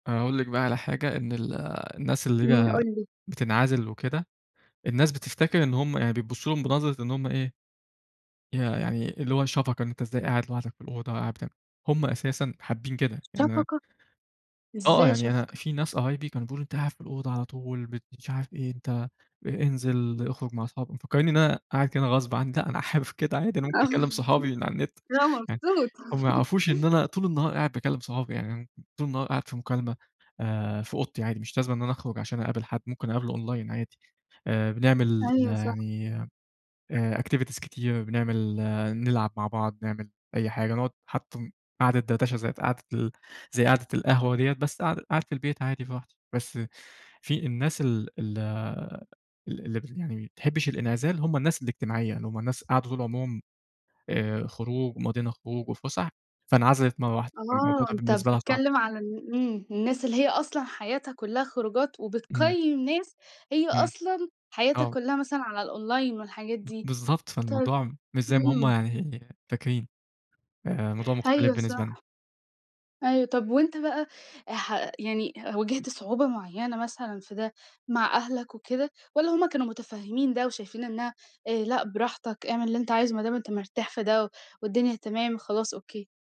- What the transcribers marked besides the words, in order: other background noise; tapping; laughing while speaking: "آه"; laughing while speaking: "حابب كده"; chuckle; in English: "أونلاين"; in English: "activities"; in English: "الأونلاين"
- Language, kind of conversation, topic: Arabic, podcast, إزاي العزلة بتأثر على إبداعك؟